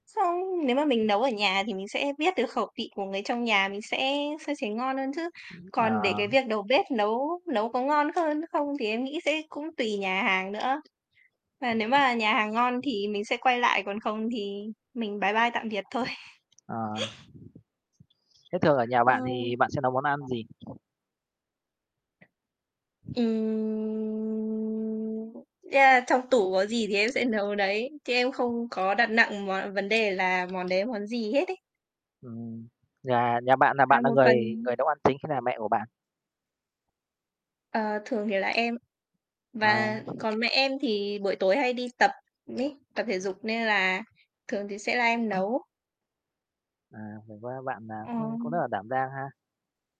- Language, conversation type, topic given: Vietnamese, unstructured, Bạn nghĩ gì về việc ăn ngoài so với nấu ăn tại nhà?
- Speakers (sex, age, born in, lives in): female, 20-24, Vietnam, Vietnam; male, 30-34, Vietnam, Vietnam
- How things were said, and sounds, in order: tapping; static; other background noise; unintelligible speech; wind; laughing while speaking: "thôi"; chuckle; drawn out: "Ừm"